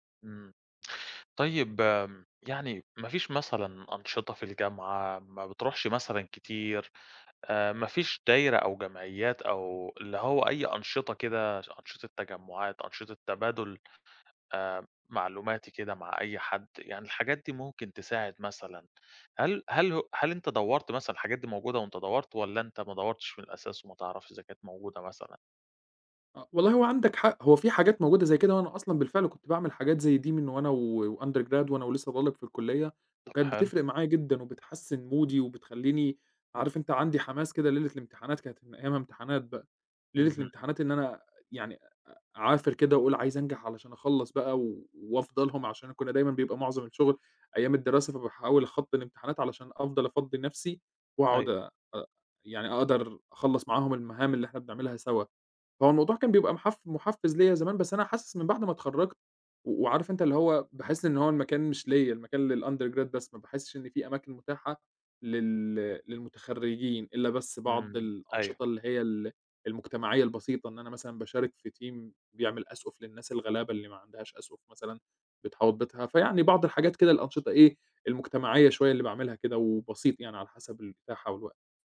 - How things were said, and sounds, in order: in English: "وUndergrad"; in English: "مودي"; in English: "للundergrad"; in English: "team"
- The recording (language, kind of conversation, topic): Arabic, advice, إزاي حسّيت لما فقدت الحافز وإنت بتسعى ورا هدف مهم؟